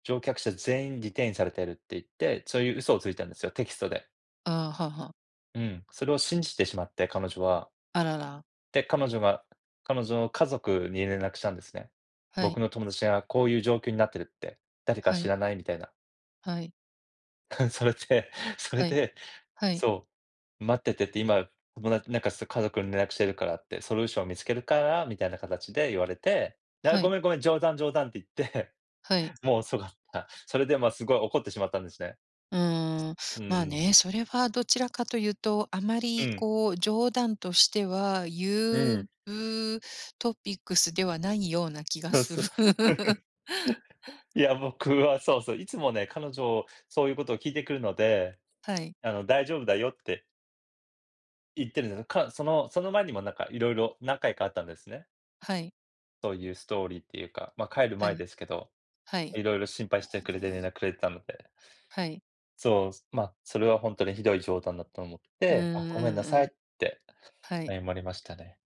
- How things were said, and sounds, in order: in English: "リテイン"; chuckle; in English: "ソリューション"; other background noise; tapping; laugh; chuckle
- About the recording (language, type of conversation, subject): Japanese, unstructured, 謝ることは大切だと思いますか、なぜですか？